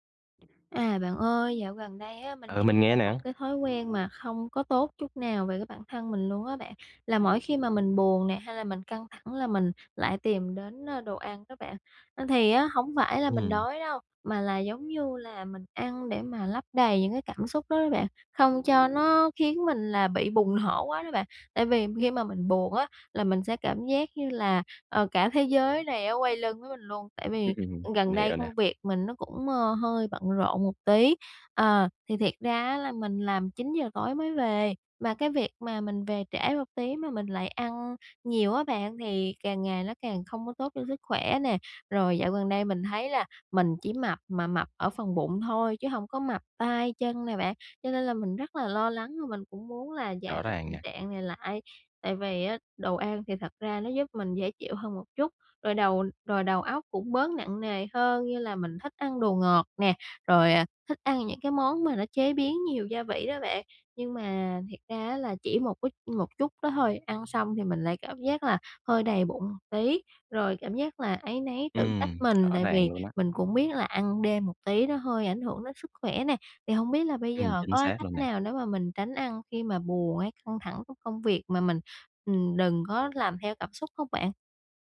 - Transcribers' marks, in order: tapping; other background noise; laugh
- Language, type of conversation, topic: Vietnamese, advice, Làm sao để tránh ăn theo cảm xúc khi buồn hoặc căng thẳng?